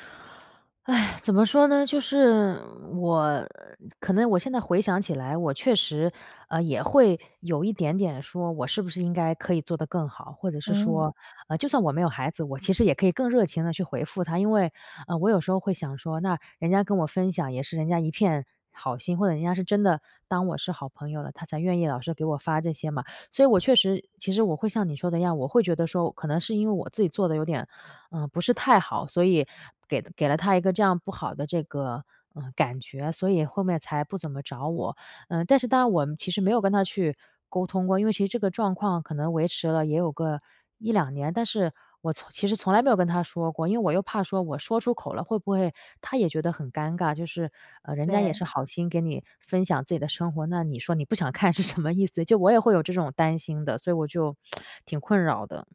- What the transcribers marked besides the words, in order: sigh; laughing while speaking: "是什么意思？"; tsk
- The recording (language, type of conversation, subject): Chinese, advice, 我该如何与老朋友沟通澄清误会？